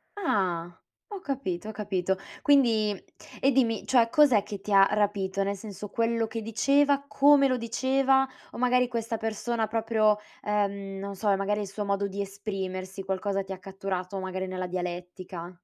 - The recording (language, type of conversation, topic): Italian, podcast, Quando secondo te è il caso di cercare un mentore?
- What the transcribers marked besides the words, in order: none